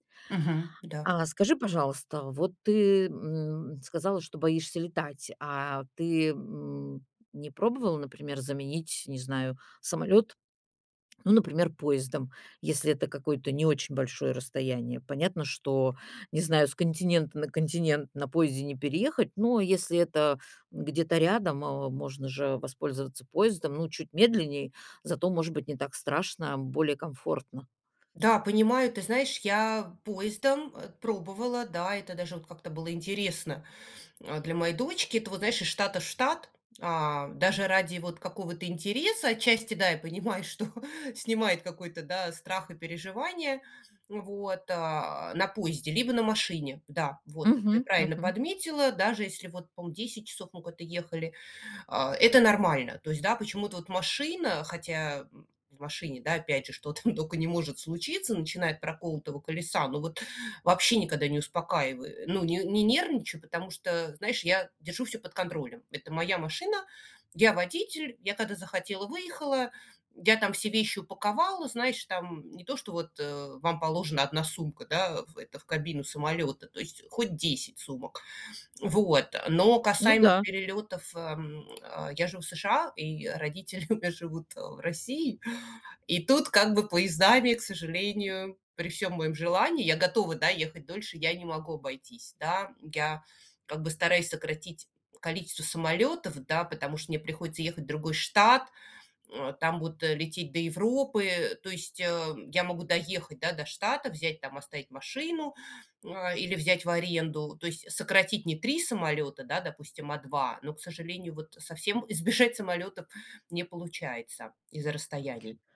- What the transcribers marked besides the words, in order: tapping; laughing while speaking: "понимаю, что"
- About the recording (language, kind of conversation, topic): Russian, advice, Как справляться со стрессом и тревогой во время поездок?